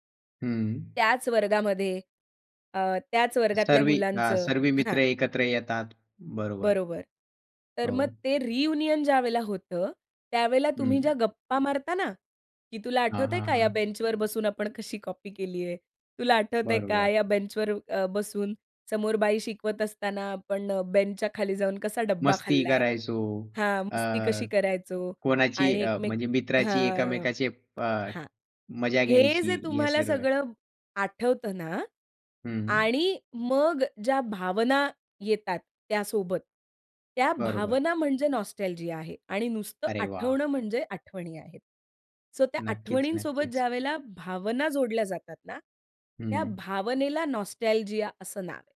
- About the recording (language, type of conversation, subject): Marathi, podcast, नॉस्टॅल्जिया इतकं शक्तिशाली का वाटतं?
- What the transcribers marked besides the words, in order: "सर्व" said as "सर्वी"; "सर्व" said as "सर्वी"; in English: "रियुनियन"; in English: "नॉस्टॅल्जिया"; in English: "सो"; in English: "नॉस्टॅल्जिया"